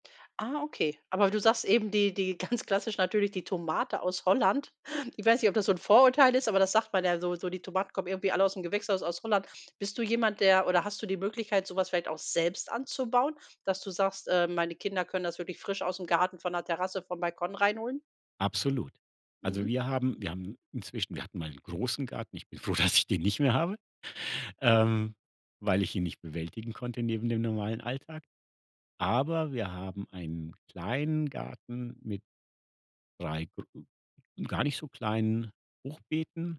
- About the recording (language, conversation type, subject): German, podcast, Wie entscheidest du zwischen saisonaler Ware und Importen?
- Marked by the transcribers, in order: laughing while speaking: "ganz"; stressed: "selbst"; laughing while speaking: "dass"